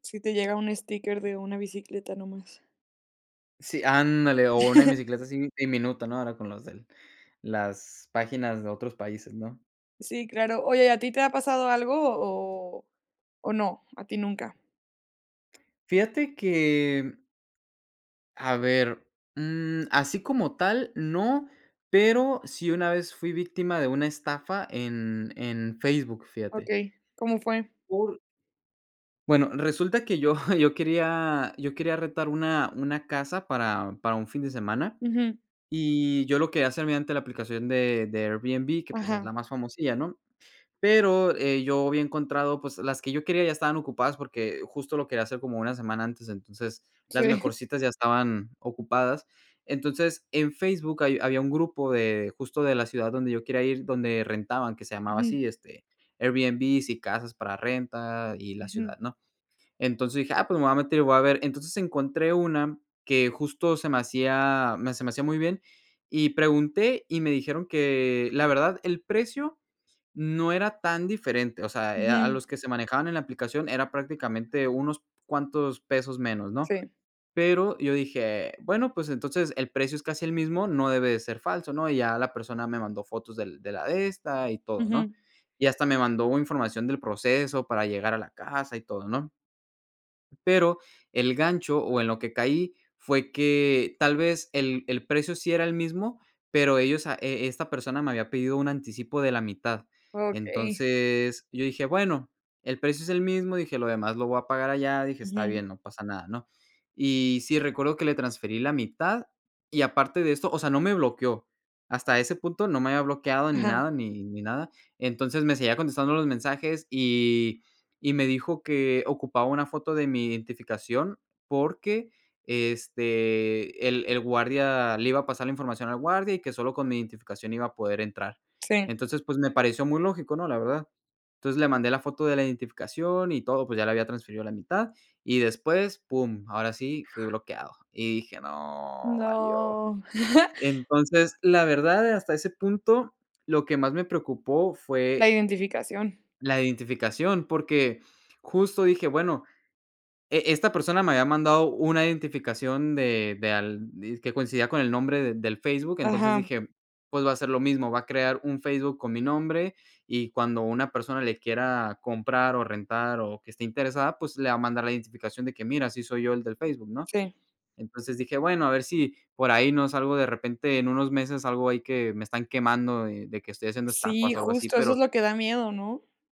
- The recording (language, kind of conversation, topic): Spanish, podcast, ¿Qué miedos o ilusiones tienes sobre la privacidad digital?
- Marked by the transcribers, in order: chuckle; laughing while speaking: "yo"; laughing while speaking: "Sí"; "Airbnb" said as "airbnbs"; other background noise; chuckle